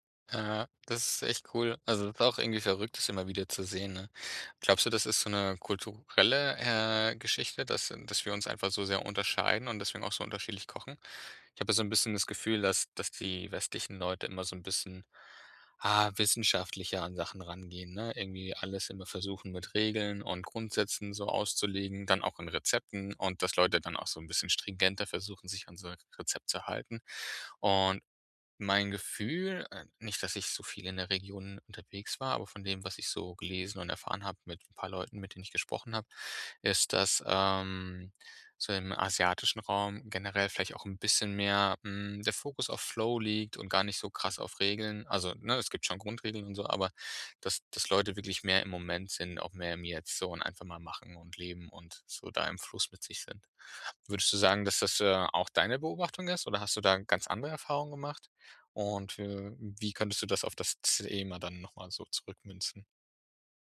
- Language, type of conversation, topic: German, podcast, Gibt es ein verlorenes Rezept, das du gerne wiederhättest?
- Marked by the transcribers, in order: other noise